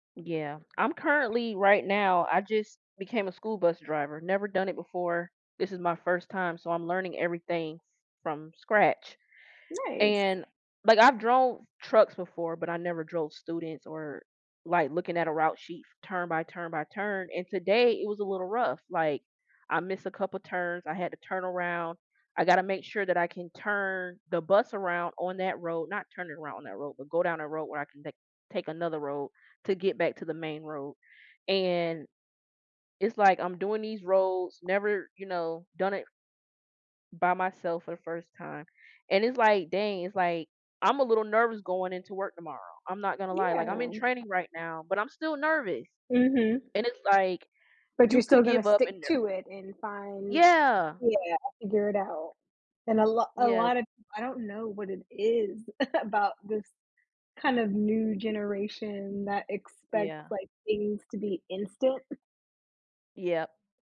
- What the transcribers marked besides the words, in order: other background noise; laughing while speaking: "about"
- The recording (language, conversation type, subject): English, unstructured, How does practicing self-discipline impact our mental and emotional well-being?
- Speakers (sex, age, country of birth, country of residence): female, 35-39, United States, United States; female, 35-39, United States, United States